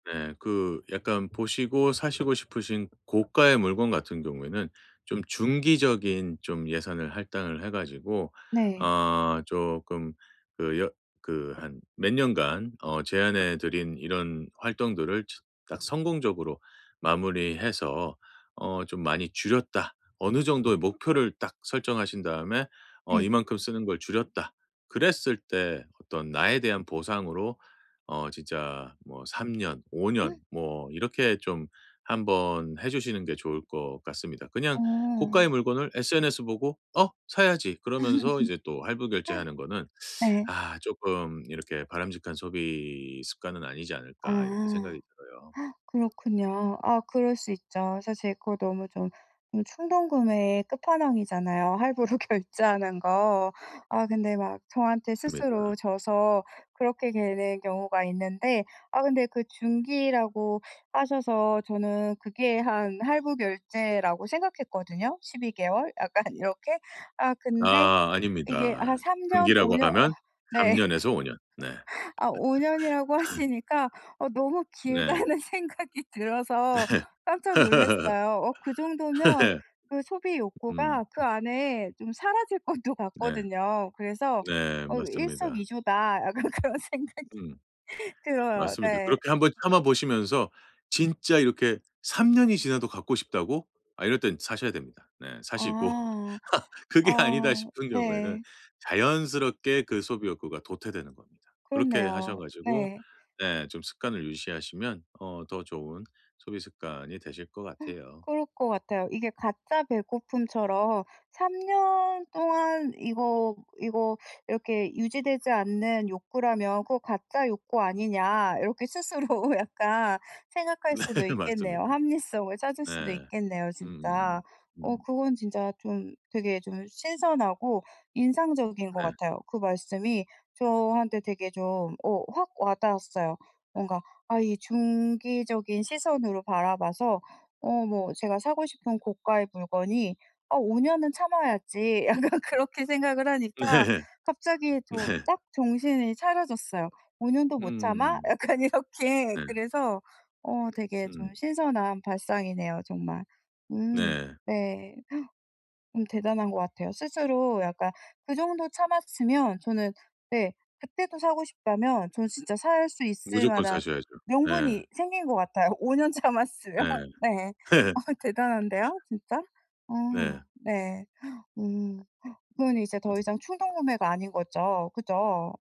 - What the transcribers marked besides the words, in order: other noise; gasp; laugh; tapping; gasp; other background noise; laughing while speaking: "할부로"; laughing while speaking: "약간"; laughing while speaking: "어 네"; laugh; laugh; laughing while speaking: "길다는 생각이 들어서"; laughing while speaking: "네. 아 예"; laugh; laughing while speaking: "약간 그런 생각이"; laugh; laughing while speaking: "그게 아니다"; gasp; laughing while speaking: "스스로"; laughing while speaking: "네"; laughing while speaking: "약간 그렇게"; laughing while speaking: "네. 네"; laughing while speaking: "약간 이렇게"; gasp; laughing while speaking: "오 년 참았으면"; laugh
- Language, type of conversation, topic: Korean, advice, 어떻게 하면 충동구매를 줄이고 경험에 더 투자할 수 있을까요?